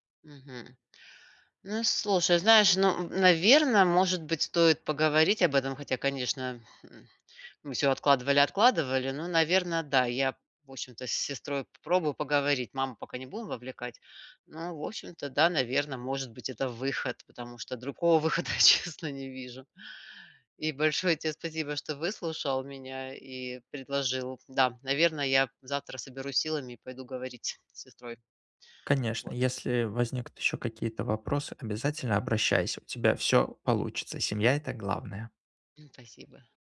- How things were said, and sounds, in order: "в общем-то" said as "вощем-то"; laughing while speaking: "честно"; "Спасибо" said as "Пасибо"
- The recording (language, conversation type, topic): Russian, advice, Как организовать уход за пожилым родителем и решить семейные споры о заботе и расходах?